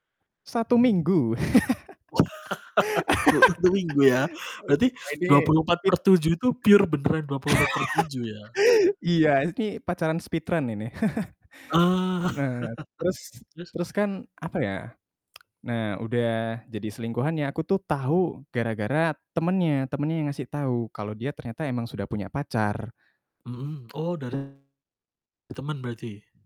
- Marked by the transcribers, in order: laugh; laughing while speaking: "Wah"; laugh; in English: "speed"; other background noise; laugh; in English: "speedrun"; in English: "pure"; chuckle; tsk; chuckle; distorted speech
- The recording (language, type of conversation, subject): Indonesian, unstructured, Bagaimana kamu mengatasi sakit hati setelah mengetahui pasangan tidak setia?